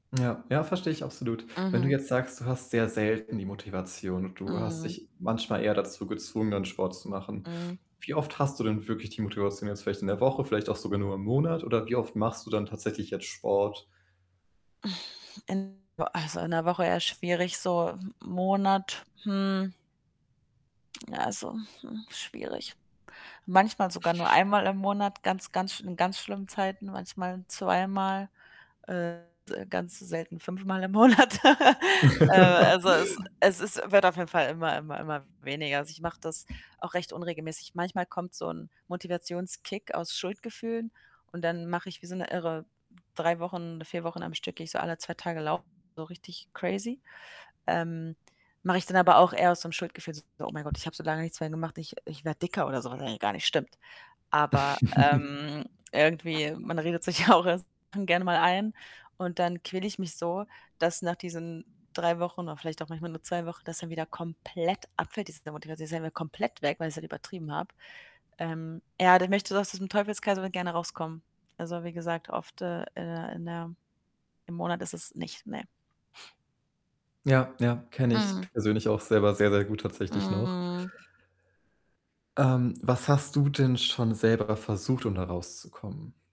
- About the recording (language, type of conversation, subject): German, advice, Wie bleibe ich motiviert und finde Zeit für regelmäßiges Training?
- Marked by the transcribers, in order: mechanical hum; groan; distorted speech; other background noise; laughing while speaking: "Monat"; laugh; laugh; chuckle; laughing while speaking: "auch"; unintelligible speech; stressed: "komplett"